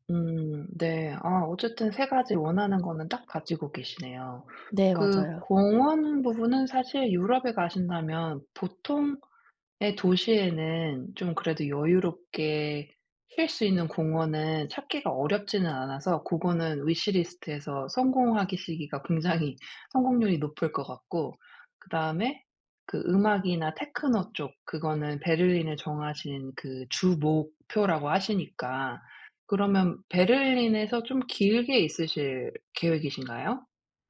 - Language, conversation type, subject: Korean, advice, 중요한 결정을 내릴 때 결정 과정을 단순화해 스트레스를 줄이려면 어떻게 해야 하나요?
- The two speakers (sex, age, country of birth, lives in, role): female, 30-34, South Korea, South Korea, user; female, 40-44, South Korea, United States, advisor
- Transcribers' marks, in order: none